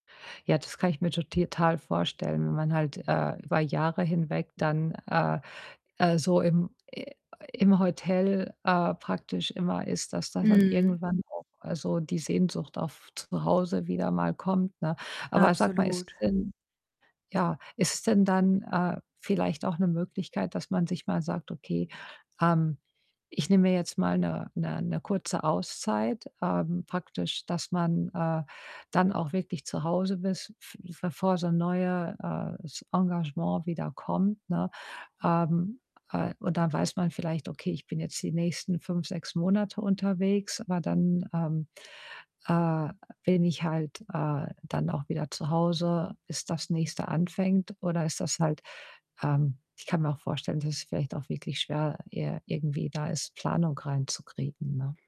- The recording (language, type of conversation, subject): German, advice, Wie behalte ich meinen Schwung, wenn ich das Gefühl habe, dass alles stagniert?
- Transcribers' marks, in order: distorted speech